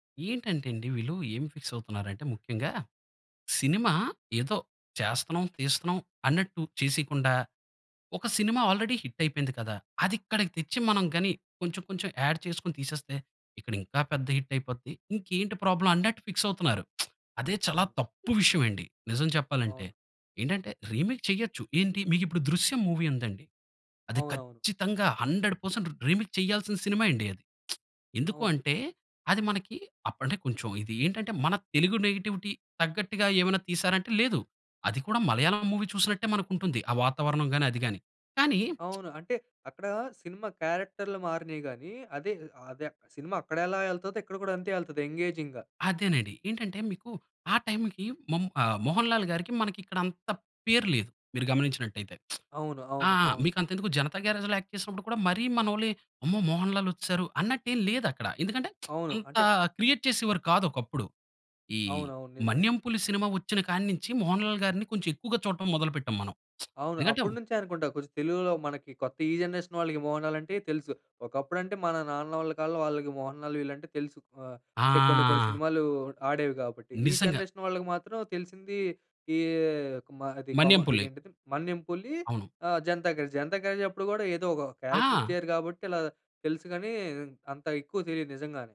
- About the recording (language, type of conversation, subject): Telugu, podcast, సినిమా రీమేక్స్ అవసరమా లేక అసలే మేలేనా?
- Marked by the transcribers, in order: in English: "ఫిక్స్"; in English: "ఆల్రెడీ హిట్"; in English: "ఆడ్"; in English: "హిట్"; in English: "ప్రాబ్లమ్"; in English: "ఫిక్స్"; lip smack; in English: "రీమేక్"; in English: "మూవీ"; in English: "హండ్రెడ్ పర్సెంట్ రీ రీమేక్"; lip smack; in English: "నేటివిటీ"; in English: "మూవీ"; other background noise; in English: "ఎంగేజింగ్‌గా"; in English: "టైమ్‌కి"; lip smack; in English: "యాక్ట్"; lip smack; in English: "క్రియేట్"; lip smack; in English: "జనరేషన్"; in English: "జనరేషన్"; in English: "క్యారెక్టర్"